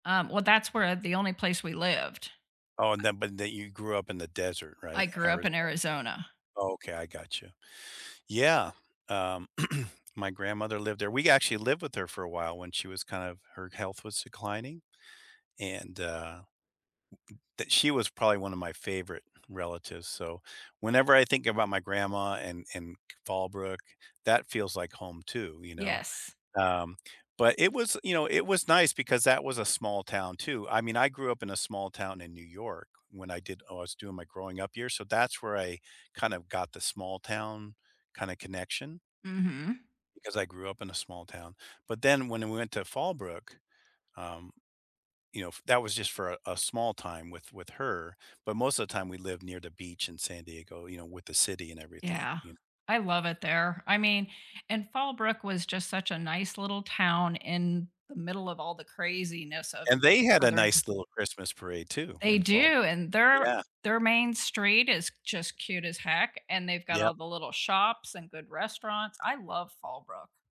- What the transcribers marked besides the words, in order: throat clearing; tapping
- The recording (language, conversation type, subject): English, unstructured, Where in your daily life do you feel the strongest sense of belonging in your community?
- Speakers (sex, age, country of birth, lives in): female, 70-74, United States, United States; male, 65-69, United States, United States